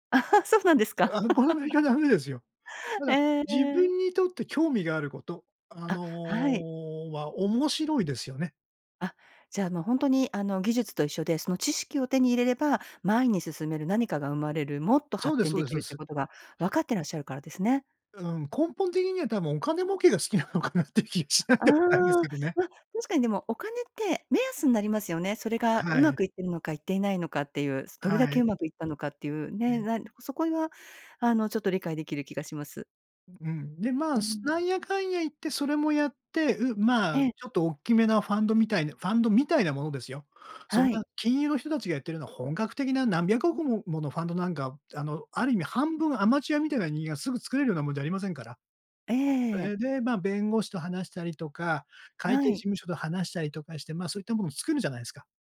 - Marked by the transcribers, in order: laugh; unintelligible speech; laughing while speaking: "好きなのかなっていう気がしないでもないんですけどね"; other background noise; stressed: "みたいな"
- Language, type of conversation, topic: Japanese, podcast, 仕事で『これが自分だ』と感じる瞬間はありますか？